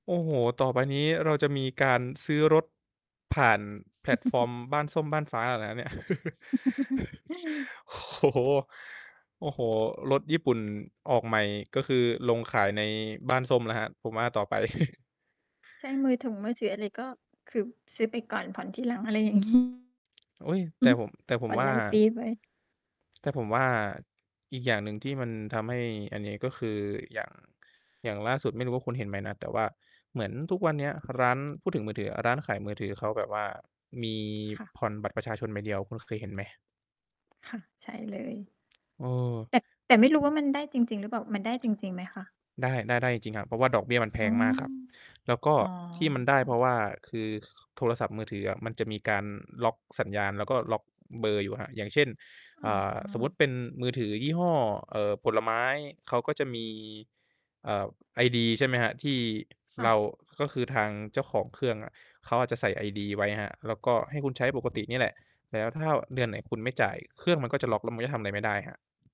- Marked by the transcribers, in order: distorted speech; chuckle; chuckle; laughing while speaking: "โอ้โฮ"; chuckle; chuckle; static; tapping; other background noise
- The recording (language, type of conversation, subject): Thai, unstructured, ทำไมคนส่วนใหญ่ถึงยังมีปัญหาหนี้สินอยู่ตลอดเวลา?